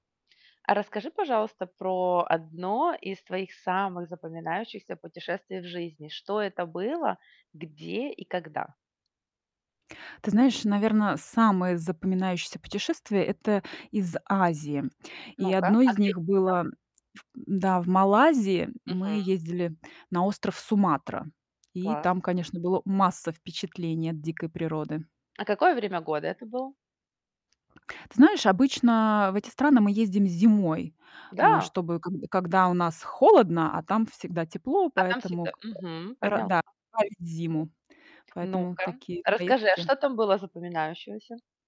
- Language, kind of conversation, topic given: Russian, podcast, Какое из ваших путешествий запомнилось вам больше всего и почему?
- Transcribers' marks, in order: distorted speech; unintelligible speech